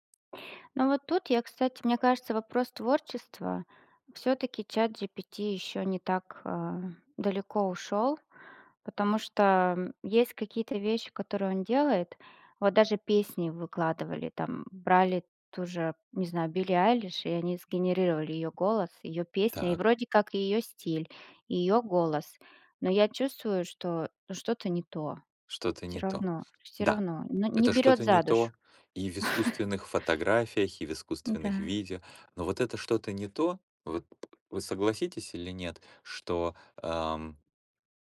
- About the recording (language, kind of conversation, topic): Russian, unstructured, Что нового в технологиях тебя больше всего радует?
- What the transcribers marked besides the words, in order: tapping